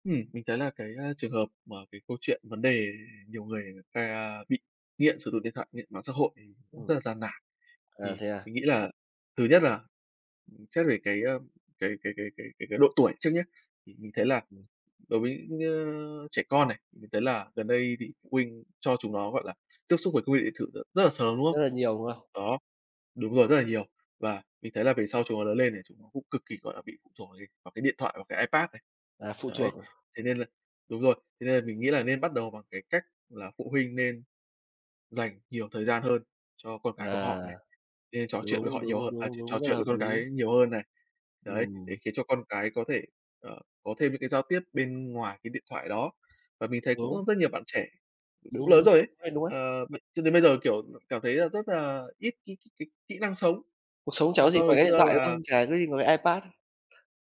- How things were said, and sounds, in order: tapping; other background noise
- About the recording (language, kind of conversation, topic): Vietnamese, unstructured, Bạn sẽ cảm thấy thế nào nếu bị mất điện thoại trong một ngày?